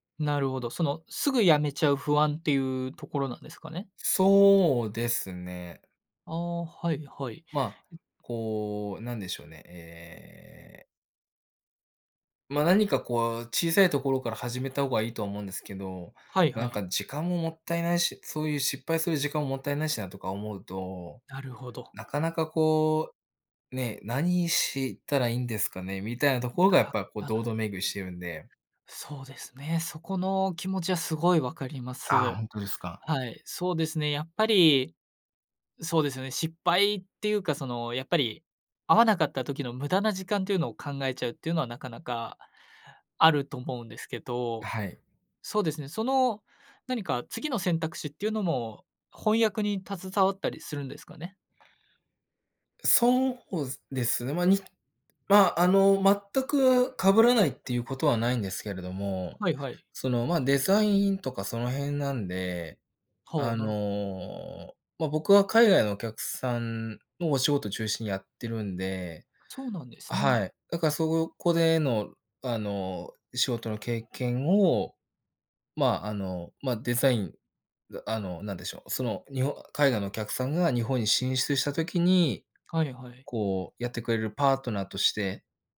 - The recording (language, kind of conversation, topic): Japanese, advice, 失敗が怖くて完璧を求めすぎてしまい、行動できないのはどうすれば改善できますか？
- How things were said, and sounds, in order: none